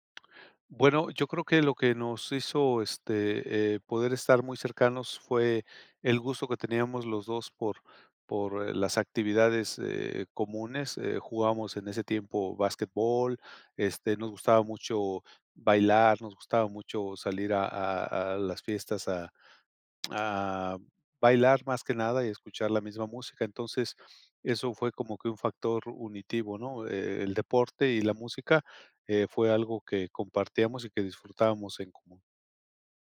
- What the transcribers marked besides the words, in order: none
- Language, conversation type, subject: Spanish, podcast, ¿Alguna vez un error te llevó a algo mejor?